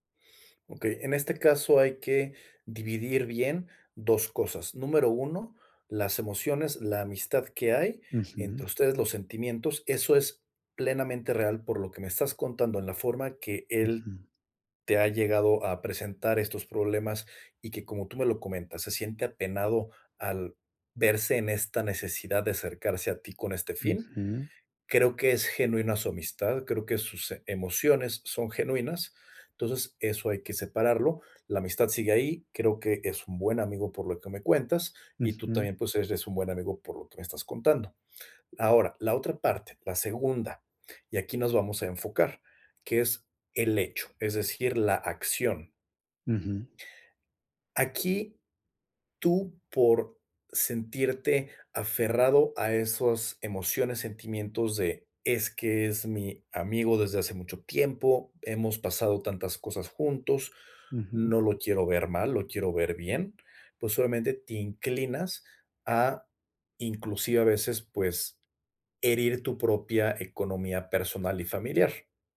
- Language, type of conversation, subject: Spanish, advice, ¿Cómo puedo equilibrar el apoyo a los demás con mis necesidades personales?
- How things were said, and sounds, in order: other background noise; tapping